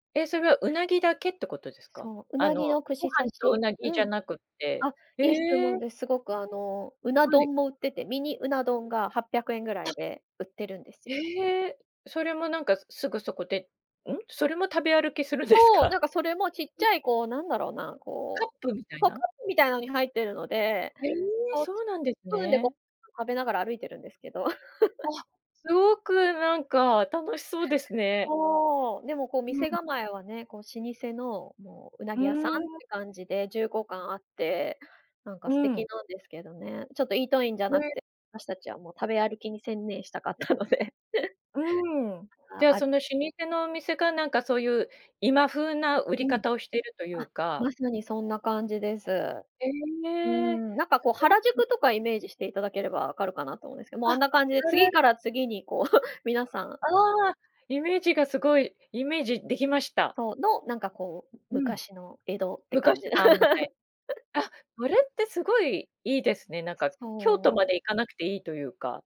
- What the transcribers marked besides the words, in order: laughing while speaking: "するですか？"; other background noise; laugh; laughing while speaking: "したかったので"; chuckle; laugh
- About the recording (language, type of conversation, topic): Japanese, podcast, 一番忘れられない旅行の思い出を聞かせてもらえますか？
- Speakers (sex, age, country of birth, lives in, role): female, 35-39, Japan, Japan, guest; female, 50-54, Japan, Japan, host